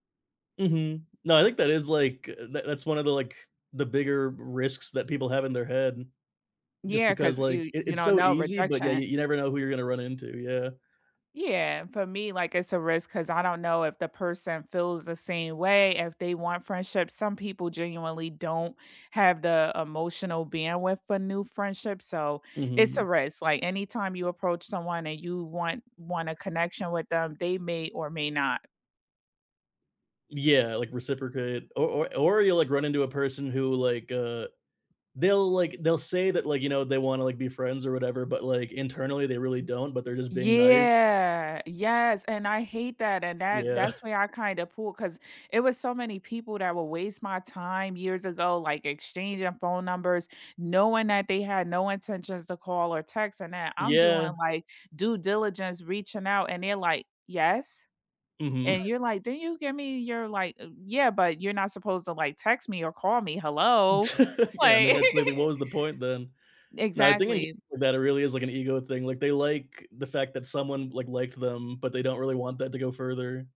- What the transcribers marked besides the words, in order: other background noise; tapping; laughing while speaking: "Yeah"; laughing while speaking: "Mhm"; laugh; laughing while speaking: "like"
- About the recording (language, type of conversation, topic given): English, unstructured, What is a small risk you took recently, and how did it turn out?